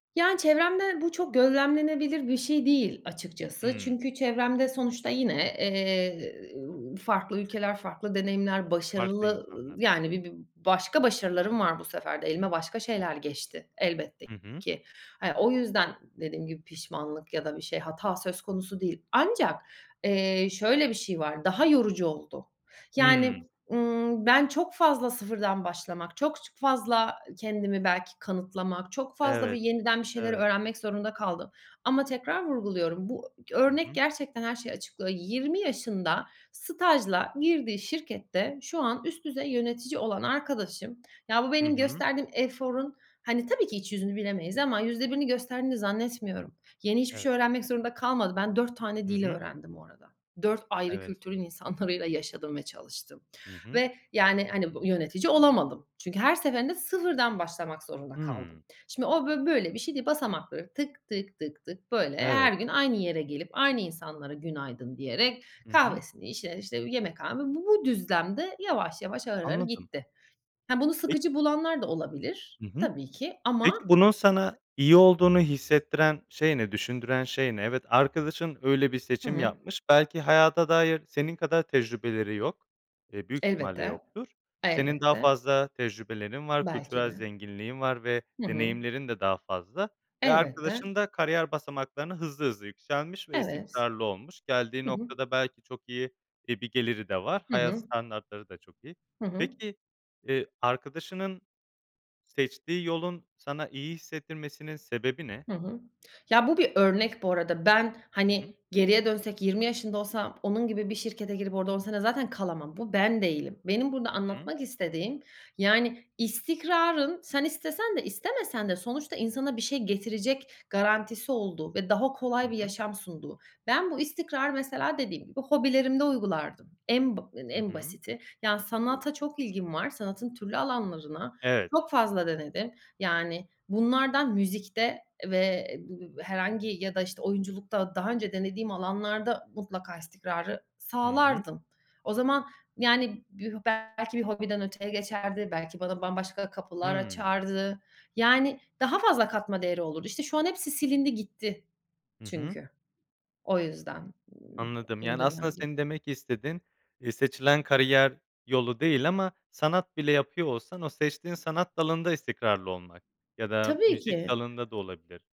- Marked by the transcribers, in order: tapping; laughing while speaking: "insanlarıyla"; other background noise; unintelligible speech
- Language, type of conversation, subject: Turkish, podcast, Hayatta öğrendiğin en önemli ders nedir?